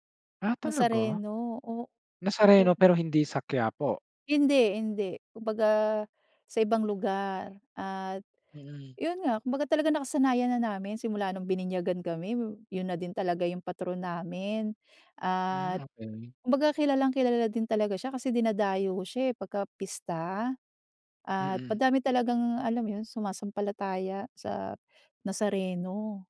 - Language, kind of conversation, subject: Filipino, podcast, Ano ang mga karaniwang inihahain at pinagsasaluhan tuwing pista sa inyo?
- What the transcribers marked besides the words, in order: tapping